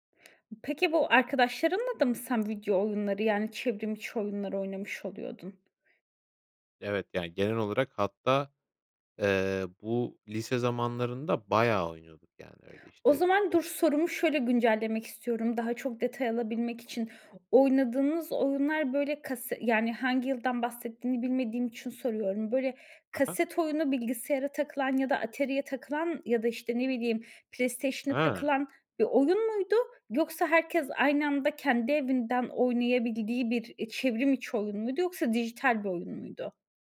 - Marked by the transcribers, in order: other background noise
- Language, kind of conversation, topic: Turkish, podcast, Video oyunları senin için bir kaçış mı, yoksa sosyalleşme aracı mı?